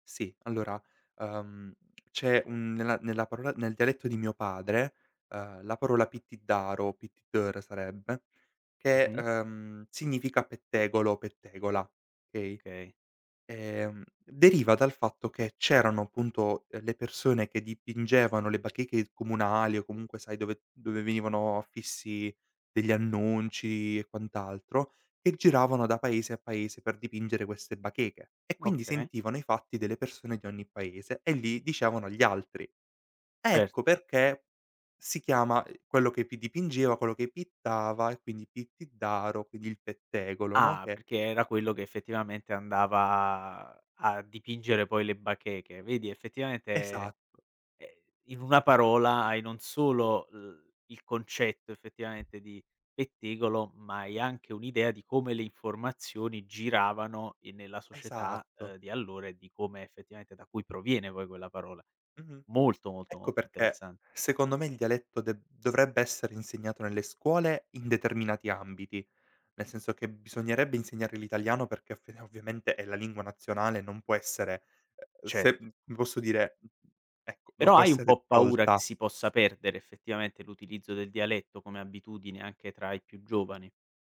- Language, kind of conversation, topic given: Italian, podcast, Che ruolo hanno i dialetti nella tua identità?
- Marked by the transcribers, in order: tapping; other background noise